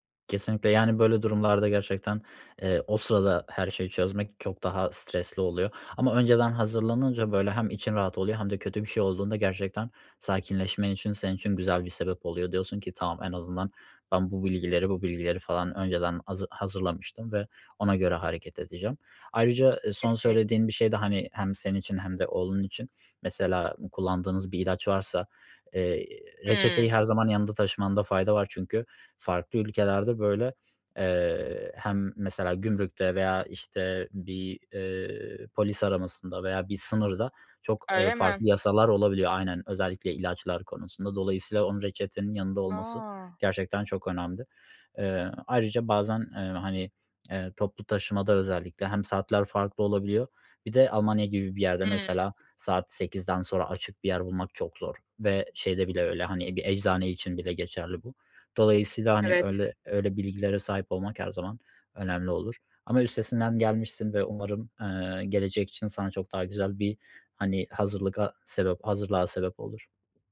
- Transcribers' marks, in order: other background noise
- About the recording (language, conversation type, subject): Turkish, advice, Seyahat sırasında beklenmedik durumlara karşı nasıl hazırlık yapabilirim?